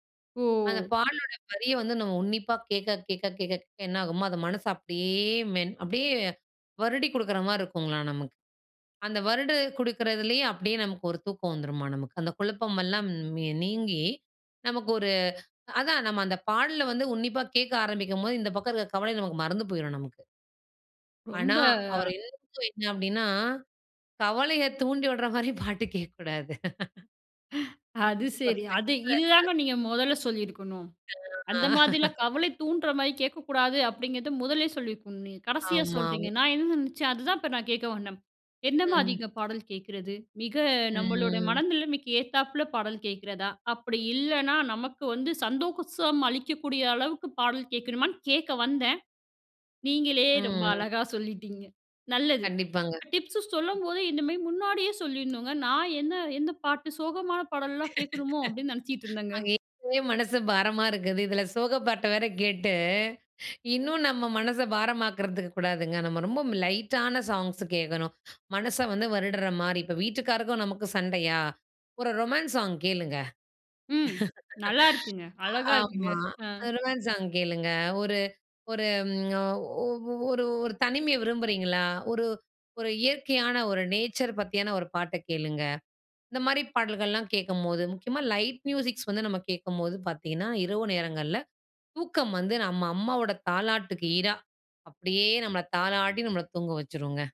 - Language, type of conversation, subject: Tamil, podcast, கவலைகள் தூக்கத்தை கெடுக்கும் பொழுது நீங்கள் என்ன செய்கிறீர்கள்?
- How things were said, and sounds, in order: "வருடி" said as "வருட"; unintelligible speech; laughing while speaking: "விடறமாரி பாட்டு கேட்கக்கூடாது"; unintelligible speech; "மாதிரிலாம்" said as "மாதிலாம்"; unintelligible speech; laugh; unintelligible speech; "வந்தேன்" said as "வன்னேன்"; drawn out: "ம்"; "சந்தோஷம்" said as "சந்தோகுசம்"; other background noise; laughing while speaking: "அங்கே ஏற்கனவே மனசு பாரமா இருக்குது … மனச பாரமாக்குறதுக்கு கூடாதுங்க"; laugh